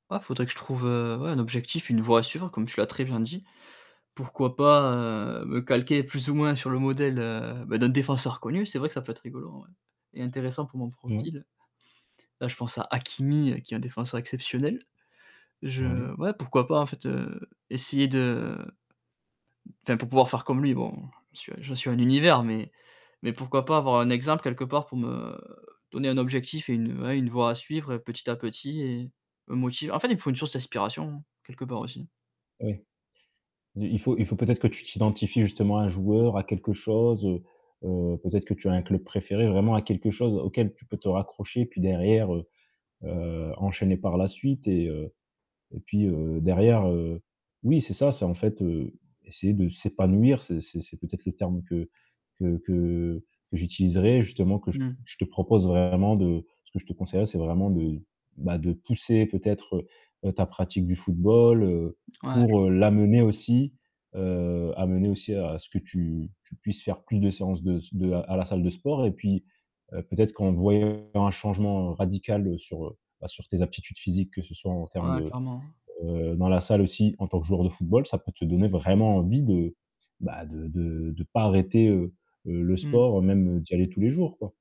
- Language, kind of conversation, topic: French, advice, Comment gérez-vous le sentiment de culpabilité après avoir sauté des séances d’entraînement ?
- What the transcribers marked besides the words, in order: other noise; other background noise; distorted speech; tapping; stressed: "vraiment"